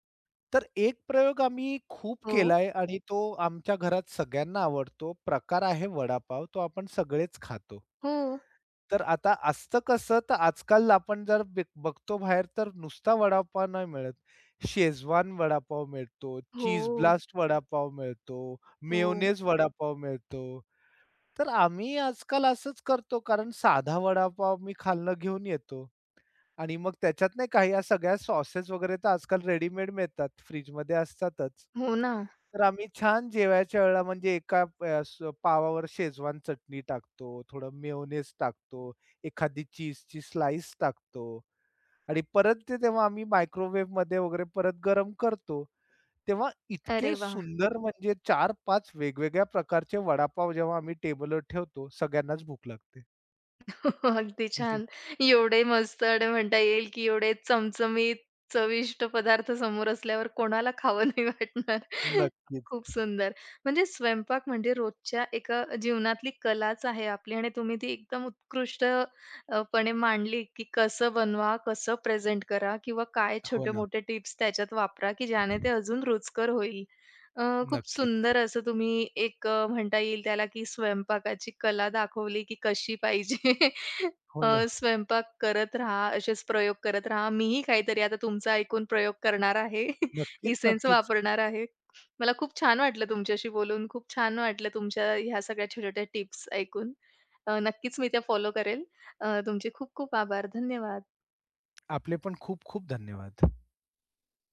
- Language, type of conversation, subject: Marathi, podcast, स्वयंपाक अधिक सर्जनशील करण्यासाठी तुमचे काही नियम आहेत का?
- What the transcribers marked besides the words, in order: other background noise; chuckle; laughing while speaking: "नाही वाटणार"; tapping; laughing while speaking: "पाहिजे"; chuckle; in English: "इसेन्स"